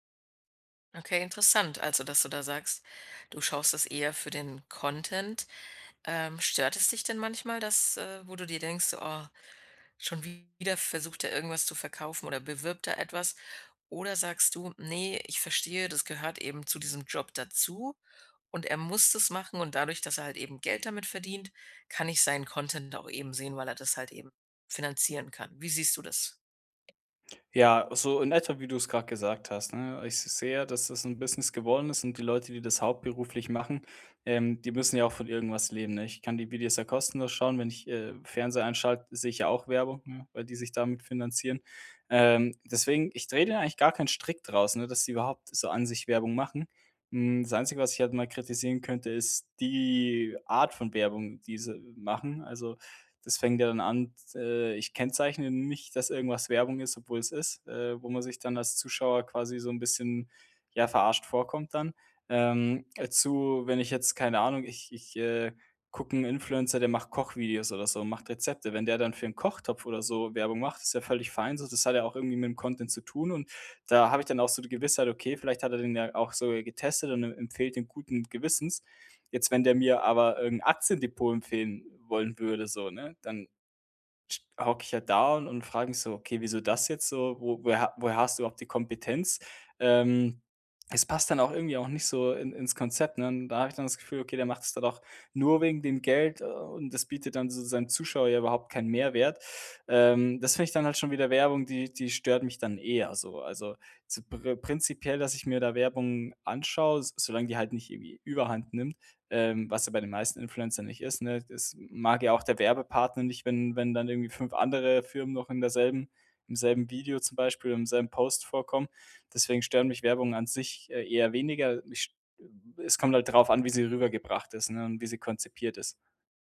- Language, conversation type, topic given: German, podcast, Was bedeutet Authentizität bei Influencern wirklich?
- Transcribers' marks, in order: other background noise